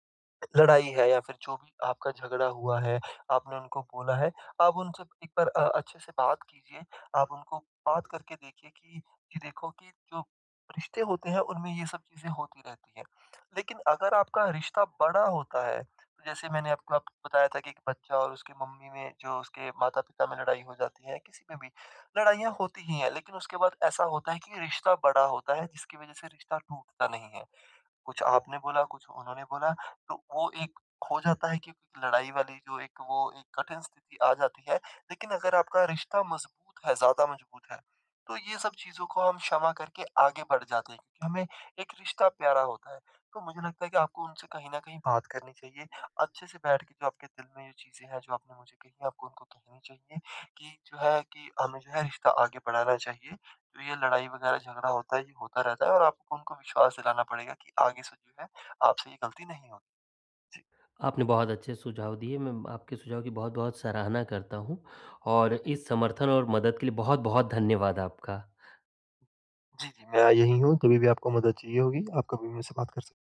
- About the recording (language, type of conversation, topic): Hindi, advice, गलती के बाद मैं खुद के प्रति करुणा कैसे रखूँ और जल्दी कैसे संभलूँ?
- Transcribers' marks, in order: none